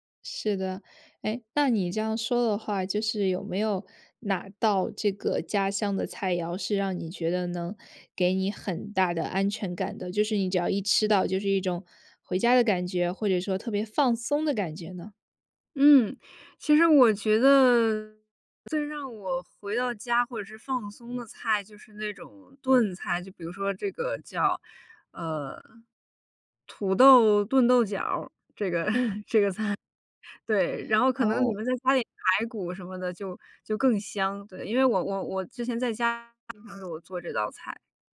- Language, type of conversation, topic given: Chinese, podcast, 家里哪道菜最能让你瞬间安心，为什么？
- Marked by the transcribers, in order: laughing while speaking: "这个 这个菜"; unintelligible speech